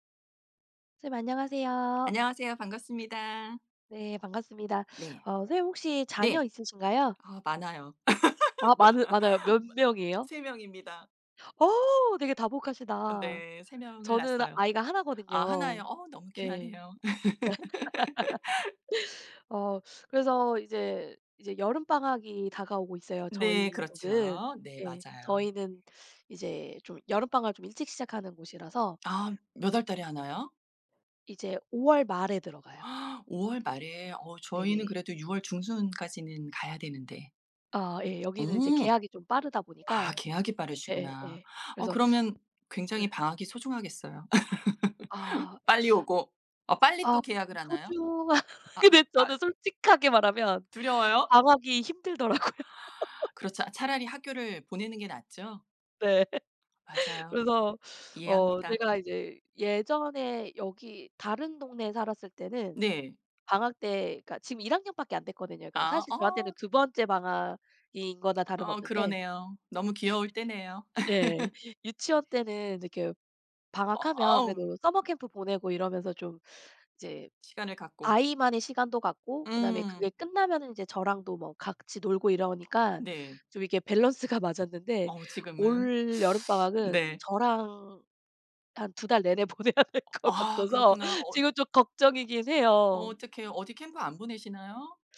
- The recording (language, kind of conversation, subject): Korean, unstructured, 여름 방학과 겨울 방학 중 어느 방학이 더 기다려지시나요?
- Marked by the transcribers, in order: tapping; laugh; laugh; gasp; alarm; laugh; laughing while speaking: "소중하 근데 저는 솔직하게 말하면"; other background noise; laughing while speaking: "힘들더라고요"; laugh; laugh; sniff; laugh; laughing while speaking: "보내야 될 것 같아서"